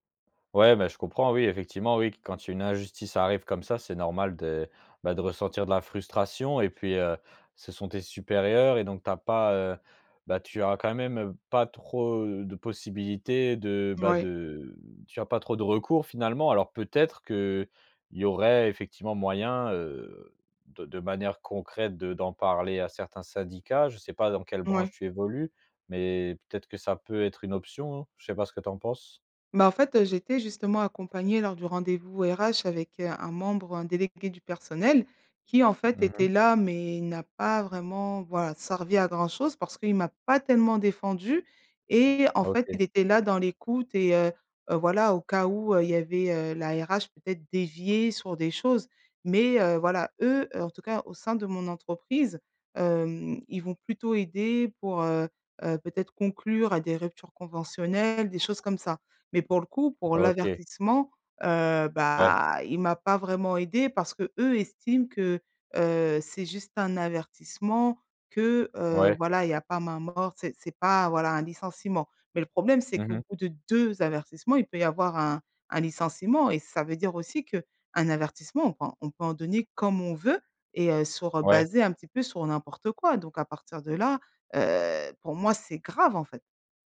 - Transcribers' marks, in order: stressed: "deux"
- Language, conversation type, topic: French, advice, Comment décririez-vous votre épuisement émotionnel proche du burn-out professionnel ?